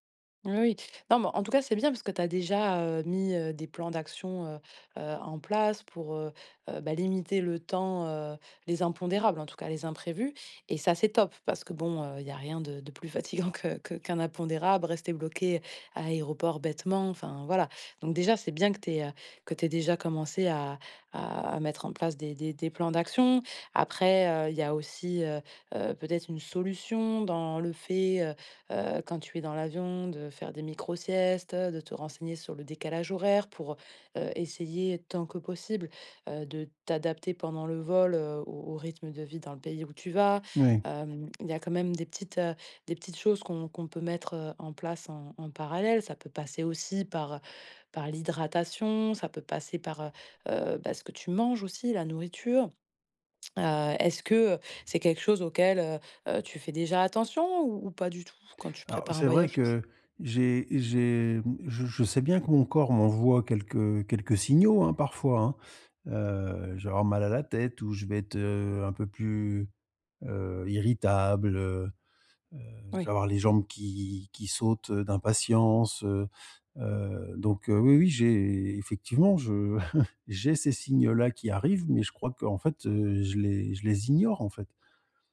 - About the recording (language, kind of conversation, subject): French, advice, Comment gérer la fatigue et les imprévus en voyage ?
- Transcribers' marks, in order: laughing while speaking: "fatigant que"; tapping; stressed: "manges"; other background noise; chuckle